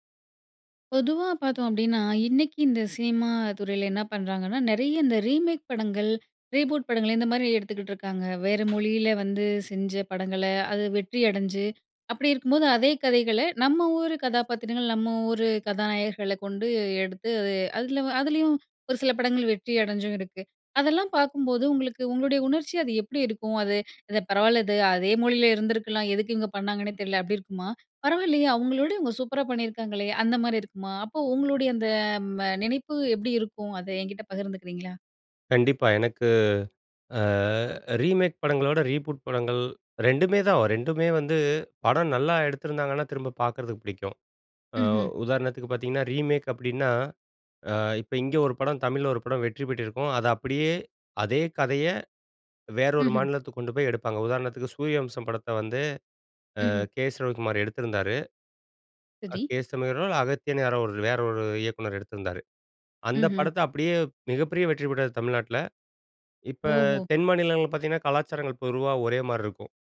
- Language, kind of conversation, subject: Tamil, podcast, புதிய மறுஉருவாக்கம் அல்லது மறுதொடக்கம் பார்ப்போதெல்லாம் உங்களுக்கு என்ன உணர்வு ஏற்படுகிறது?
- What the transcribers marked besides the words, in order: in English: "ரீபூட்"; other background noise; in English: "ரீபூட்"; "கே.எஸ். ஆர்ரோ" said as "கே.எஸ். என். ஆர்ரோ"; "சரி" said as "துதி"; "பொதுவா" said as "பொறுவா"